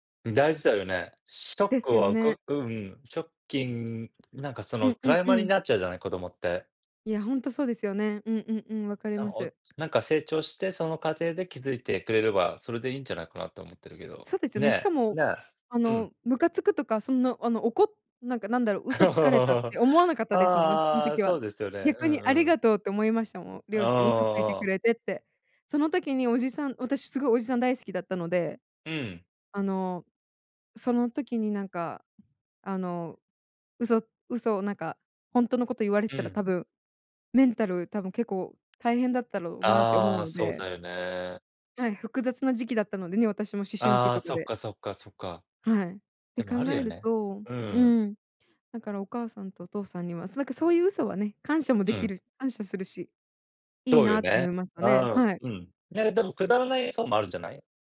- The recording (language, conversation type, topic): Japanese, unstructured, あなたは嘘をつくことを正当化できると思いますか？
- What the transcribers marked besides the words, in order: tapping; laugh